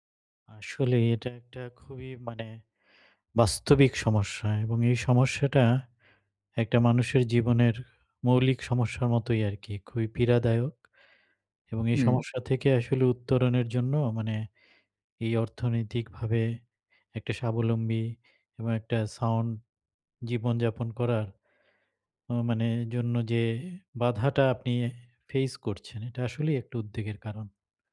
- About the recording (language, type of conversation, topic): Bengali, advice, আর্থিক দুশ্চিন্তা কমাতে আমি কীভাবে বাজেট করে সঞ্চয় শুরু করতে পারি?
- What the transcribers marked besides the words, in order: none